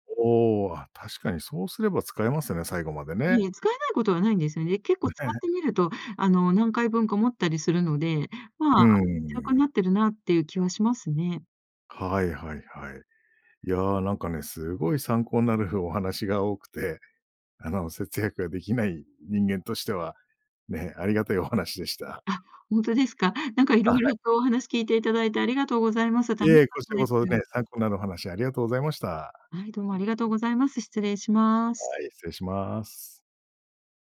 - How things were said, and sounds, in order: none
- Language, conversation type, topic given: Japanese, podcast, 今のうちに節約する派？それとも今楽しむ派？